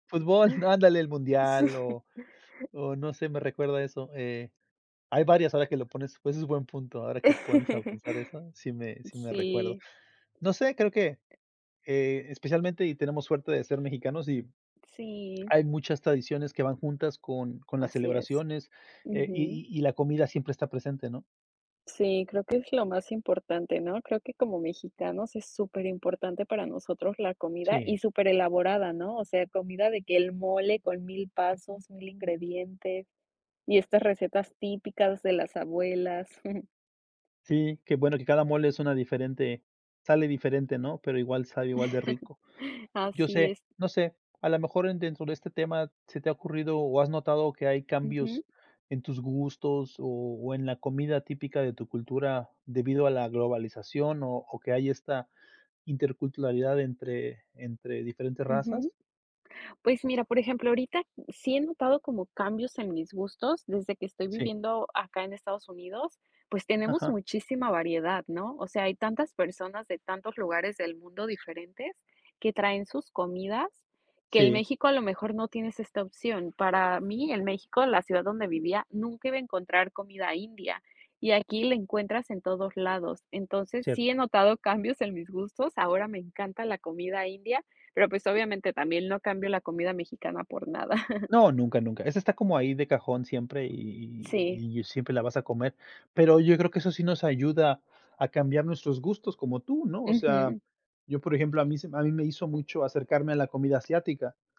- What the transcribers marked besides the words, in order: laughing while speaking: "Sí"; other background noise; chuckle; chuckle; laugh; chuckle; tapping
- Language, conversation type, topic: Spanish, unstructured, ¿Qué papel juega la comida en la identidad cultural?